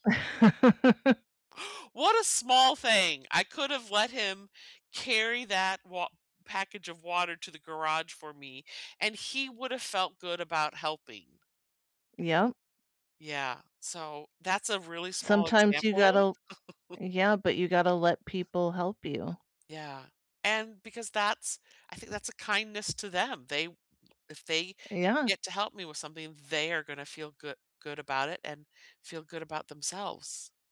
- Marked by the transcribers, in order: chuckle; other background noise; chuckle; tapping
- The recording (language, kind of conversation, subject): English, unstructured, What is a kind thing someone has done for you recently?